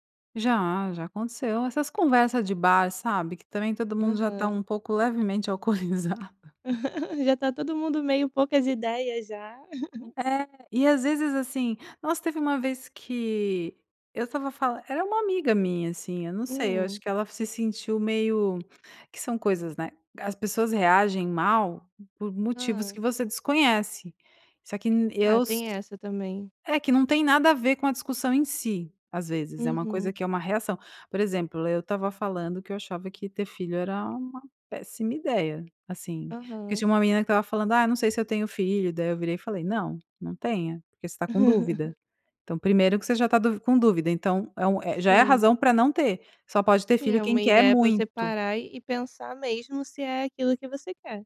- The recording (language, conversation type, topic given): Portuguese, podcast, Como você costuma discordar sem esquentar a situação?
- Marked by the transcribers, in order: laughing while speaking: "alcoolizado"; laugh; chuckle; tapping; laugh